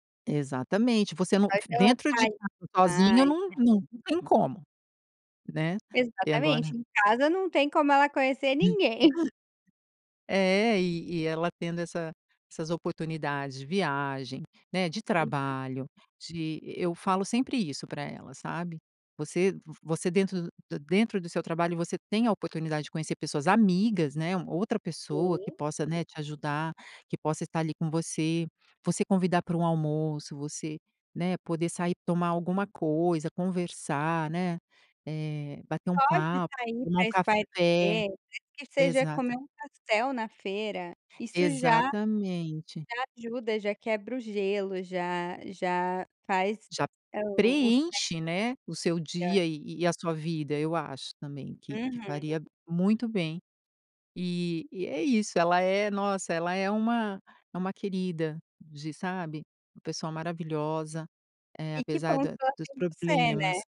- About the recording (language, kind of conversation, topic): Portuguese, podcast, Como você ajuda alguém que se sente sozinho?
- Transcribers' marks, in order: chuckle; tapping; unintelligible speech